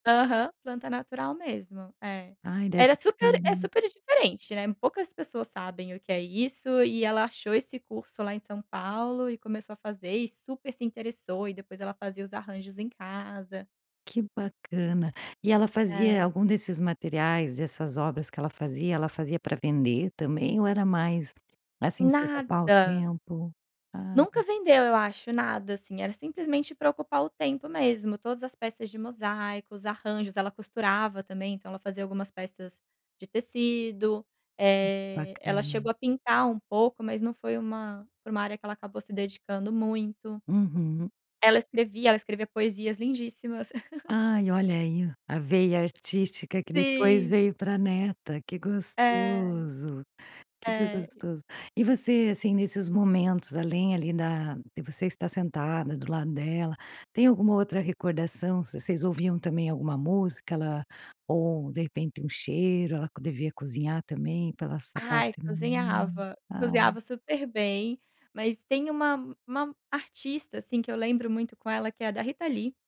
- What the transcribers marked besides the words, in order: tapping; laugh; unintelligible speech
- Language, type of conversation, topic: Portuguese, podcast, Qual é uma lembrança marcante da sua infância em casa?